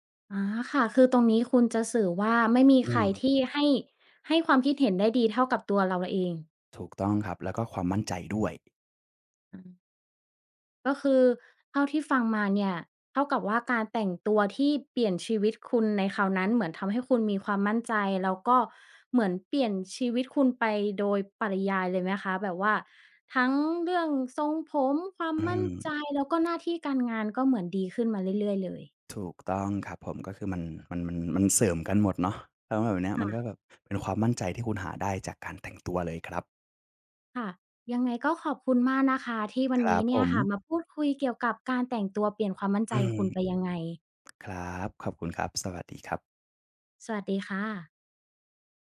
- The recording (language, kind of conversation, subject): Thai, podcast, การแต่งตัวส่งผลต่อความมั่นใจของคุณมากแค่ไหน?
- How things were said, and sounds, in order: other background noise; tapping; tongue click